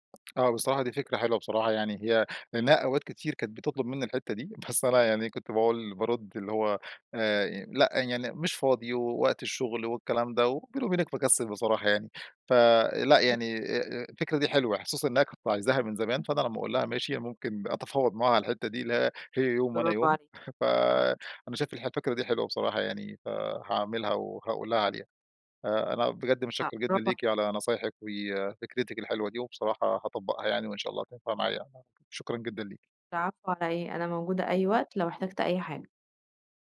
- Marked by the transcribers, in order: tapping; unintelligible speech; chuckle; unintelligible speech
- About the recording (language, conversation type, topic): Arabic, advice, إزاي أقدر أوازن بين التمرين والشغل ومسؤوليات البيت؟